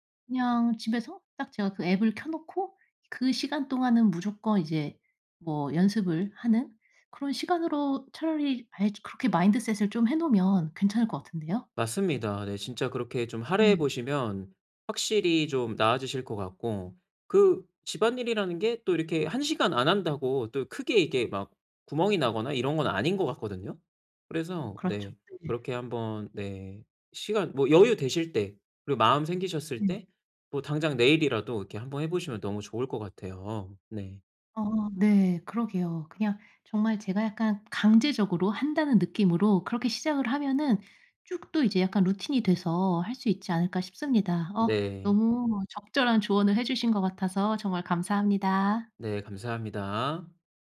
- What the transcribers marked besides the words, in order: other background noise
- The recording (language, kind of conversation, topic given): Korean, advice, 집에서 편안하게 쉬거나 여가를 즐기기 어려운 이유가 무엇인가요?